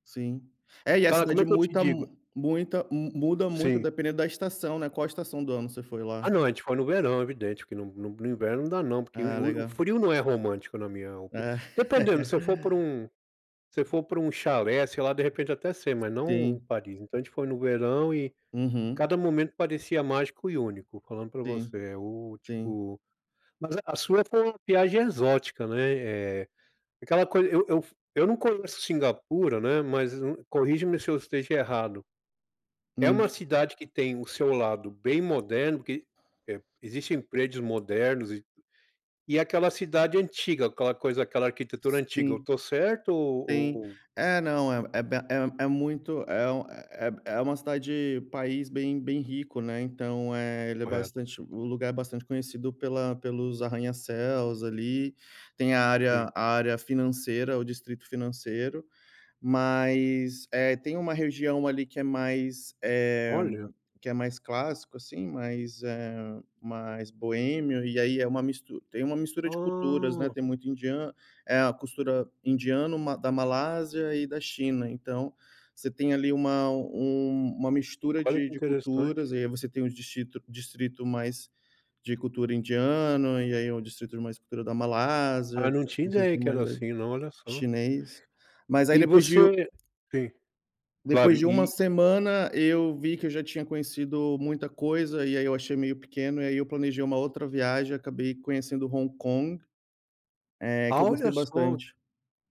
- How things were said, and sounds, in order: laugh
- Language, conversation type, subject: Portuguese, unstructured, Qual foi a viagem mais inesquecível que você já fez?